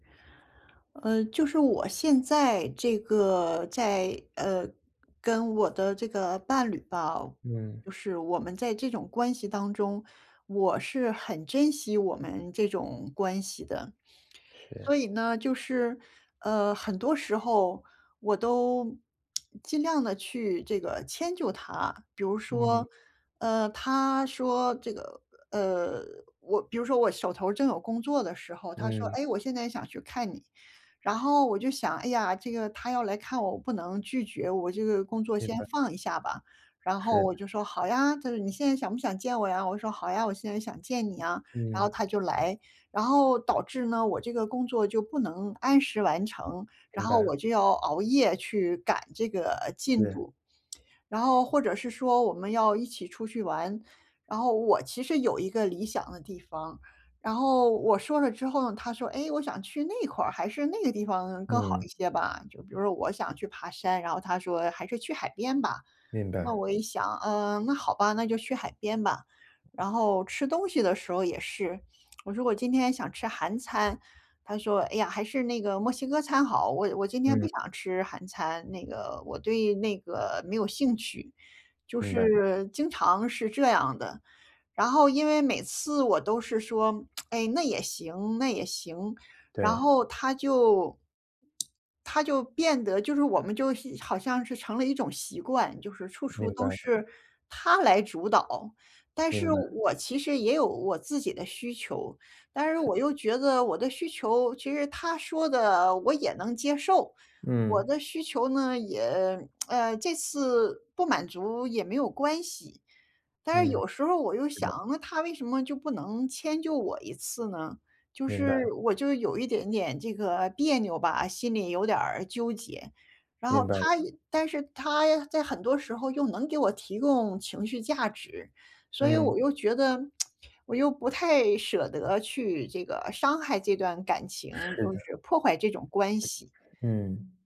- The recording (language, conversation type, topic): Chinese, advice, 在恋爱关系中，我怎样保持自我认同又不伤害亲密感？
- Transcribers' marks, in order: lip smack; other background noise; lip smack; lip smack; lip smack; lip smack; other noise